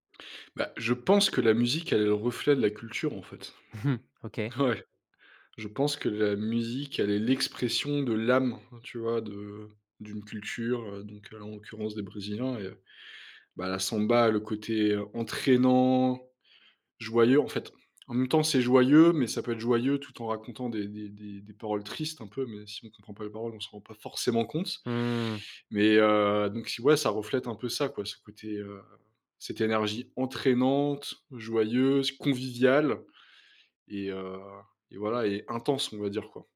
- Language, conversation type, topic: French, podcast, En quoi voyager a-t-il élargi ton horizon musical ?
- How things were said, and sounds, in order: chuckle; stressed: "entraînant"; stressed: "tristes"; stressed: "forcément"